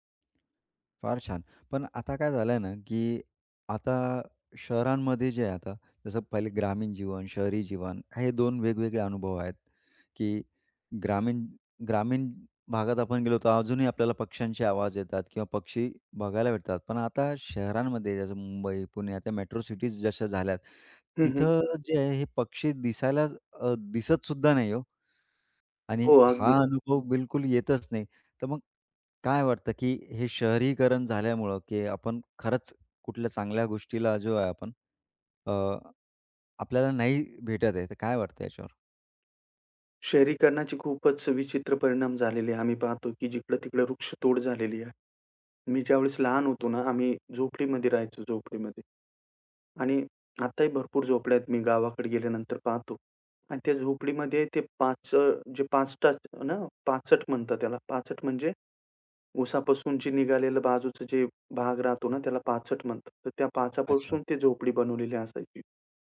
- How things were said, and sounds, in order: other background noise
- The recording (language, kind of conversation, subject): Marathi, podcast, पक्ष्यांच्या आवाजांवर लक्ष दिलं तर काय बदल होतो?